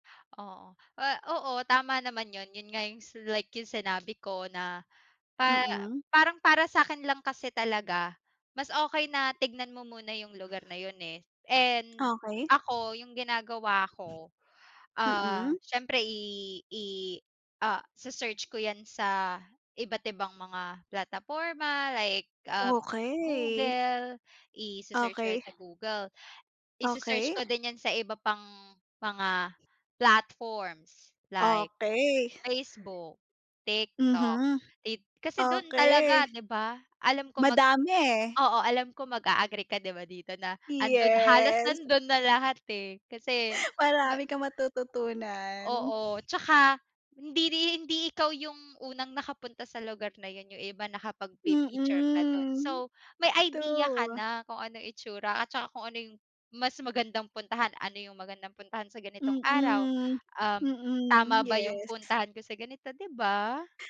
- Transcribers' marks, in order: tapping
- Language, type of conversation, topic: Filipino, unstructured, Paano mo pinipili ang susunod mong destinasyon sa paglalakbay?